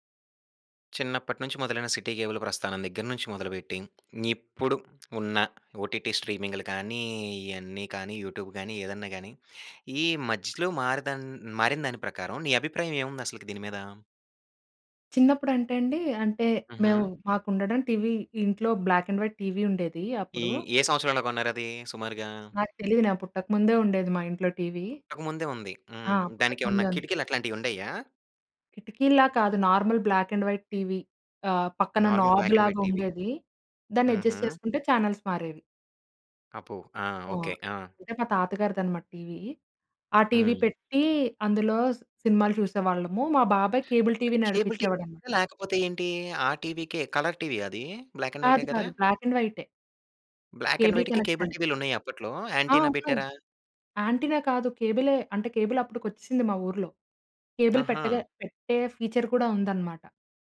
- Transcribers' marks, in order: in English: "సిటీ కేబుల్"; tapping; in English: "ఓటిటి"; in English: "యూటూబ్"; in English: "బ్లాక్ అండ్ వైట్"; other background noise; in English: "నార్మల్ బ్లాక్ అండ్ వైట్"; in English: "నార్మల్ బ్లాక్ అండ్ వైట్"; in English: "ఛానల్స్"; "అబ్బో" said as "అపు"; in English: "కేబుల్"; in English: "కేబుల్"; in English: "కలర్"; in English: "బ్లాక్ అండ్"; in English: "బ్లాక్ అండ్"; in English: "బ్లాక్ అండ్ వైట్‍కి, కేబుల్"; in English: "కేబుల్ కనెక్షన్"; in English: "యాంటినా"; in English: "యాంటినా"; in English: "కేబుల్"; in English: "ఫీచర్"
- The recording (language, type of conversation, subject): Telugu, podcast, స్ట్రీమింగ్ సేవలు కేబుల్ టీవీకన్నా మీకు బాగా నచ్చేవి ఏవి, ఎందుకు?